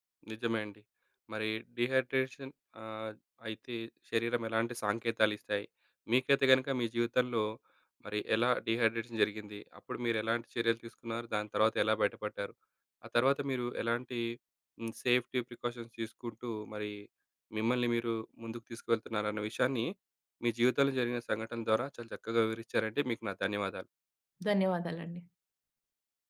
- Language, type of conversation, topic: Telugu, podcast, హైడ్రేషన్ తగ్గినప్పుడు మీ శరీరం చూపించే సంకేతాలను మీరు గుర్తించగలరా?
- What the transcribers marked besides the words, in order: in English: "డీహైడ్రేషన్"; in English: "డీహైడ్రేషన్"; in English: "సేఫ్టీ ప్రికాషన్స్"